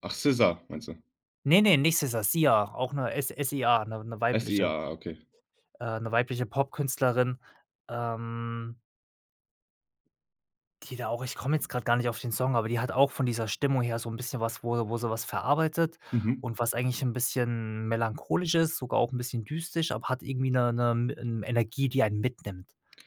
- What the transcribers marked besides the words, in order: "düstern" said as "düstisch"
- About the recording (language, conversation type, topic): German, podcast, Wie hat sich dein Musikgeschmack über die Jahre verändert?